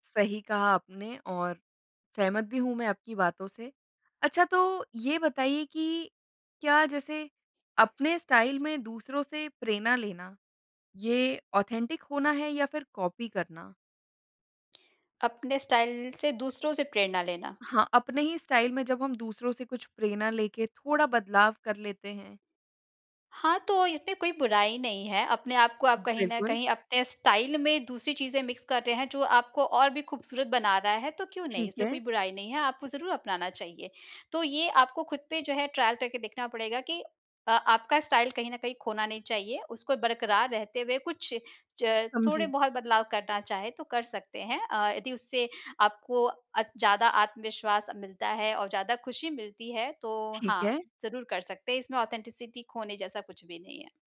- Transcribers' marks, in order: in English: "स्टाइल"; in English: "ऑथेंटिक"; in English: "कॉपी"; tapping; in English: "स्टाइल"; in English: "स्टाइल"; in English: "स्टाइल"; in English: "मिक्स"; in English: "ट्रायल"; in English: "स्टाइल"; in English: "ऑथेंटिसिटी"
- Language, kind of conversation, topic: Hindi, podcast, आपके लिए ‘असली’ शैली का क्या अर्थ है?